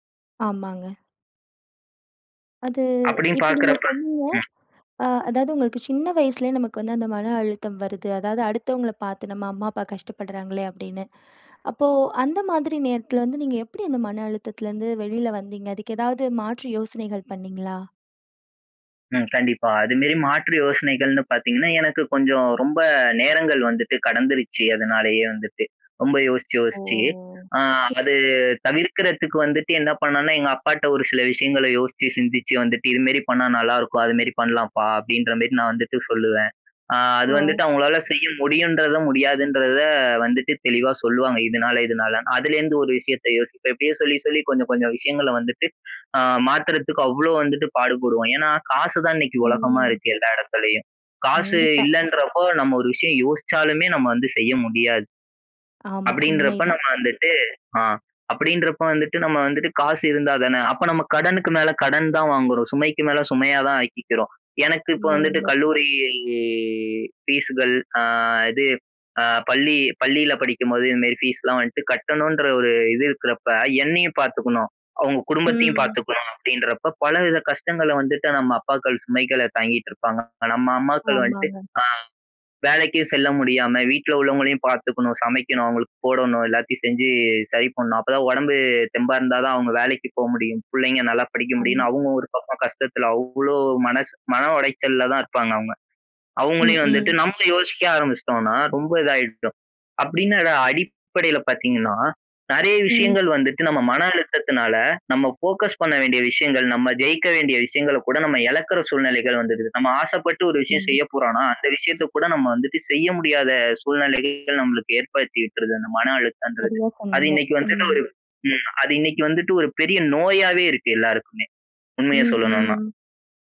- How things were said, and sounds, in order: other background noise; tapping; drawn out: "ம்"; drawn out: "கல்லூரி"; other noise; in English: "ஃபோக்கஸ்"
- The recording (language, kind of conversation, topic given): Tamil, podcast, மனஅழுத்தத்தை நீங்கள் எப்படித் தணிக்கிறீர்கள்?